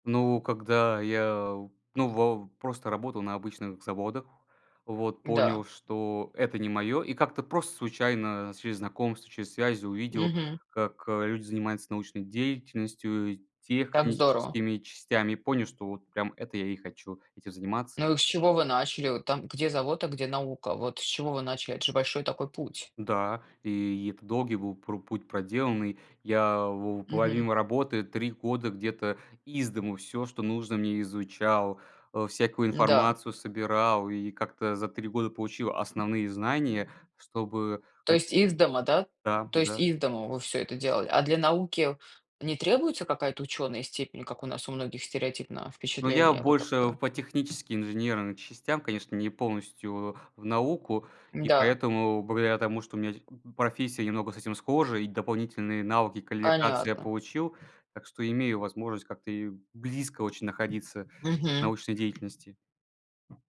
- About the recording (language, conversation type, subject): Russian, unstructured, Какое умение ты хотел бы освоить в этом году?
- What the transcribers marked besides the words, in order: "помимо" said as "половимо"; tapping; "квалификации" said as "калиркации"; other background noise